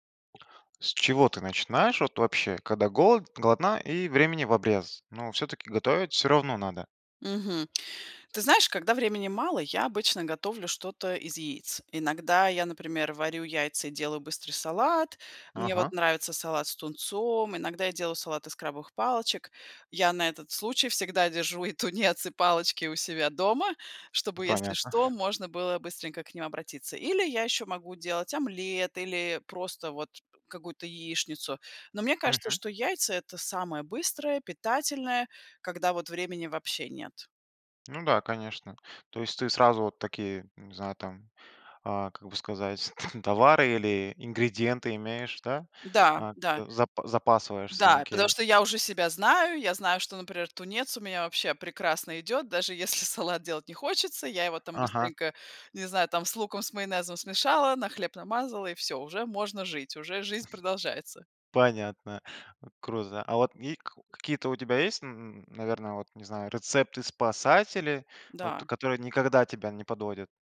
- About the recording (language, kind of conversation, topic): Russian, podcast, Как вы успеваете готовить вкусный ужин быстро?
- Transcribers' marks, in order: tapping; other background noise; laughing while speaking: "и тунец"; chuckle; laughing while speaking: "там"; "запасаешься" said as "запасываешься"; laughing while speaking: "даже если"